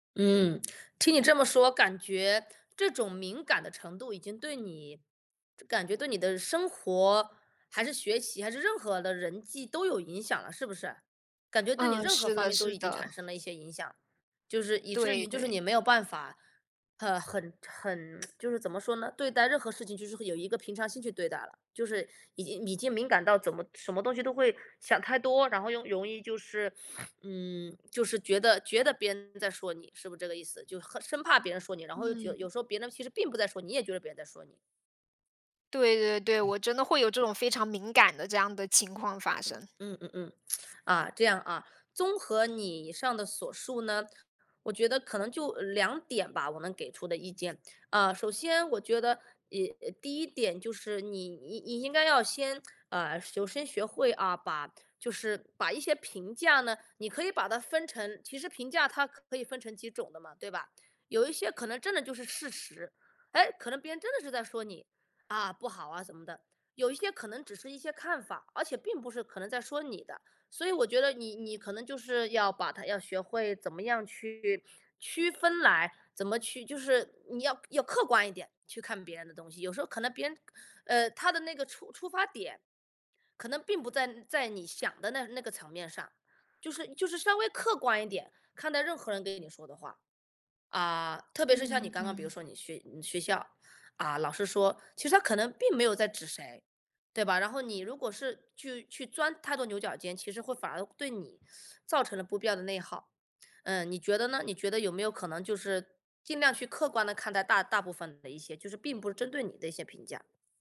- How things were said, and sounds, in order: tsk; sniff; lip smack; teeth sucking
- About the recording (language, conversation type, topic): Chinese, advice, 我很在意别人的评价，怎样才能不那么敏感？